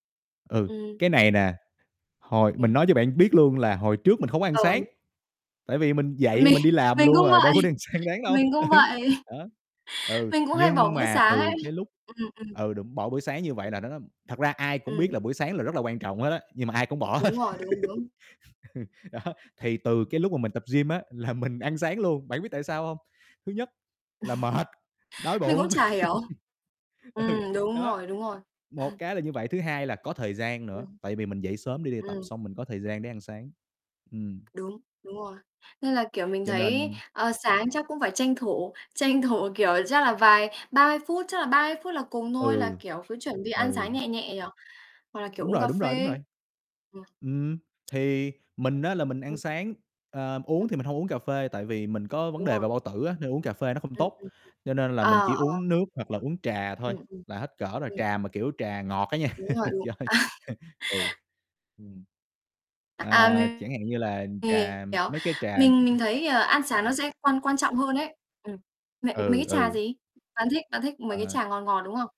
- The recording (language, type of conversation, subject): Vietnamese, unstructured, Bạn thường làm gì để bắt đầu một ngày mới vui vẻ?
- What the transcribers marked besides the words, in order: other background noise; tapping; static; laughing while speaking: "Mình"; laughing while speaking: "vậy"; laughing while speaking: "sáng đáng"; chuckle; laughing while speaking: "Ừ"; mechanical hum; laughing while speaking: "ấy"; distorted speech; laughing while speaking: "hết. Đó"; giggle; laughing while speaking: "là mình"; chuckle; laugh; laughing while speaking: "ừ"; chuckle; laughing while speaking: "thủ"; unintelligible speech; unintelligible speech; unintelligible speech; laugh; laughing while speaking: "nha. Trời ơi"; laugh; other noise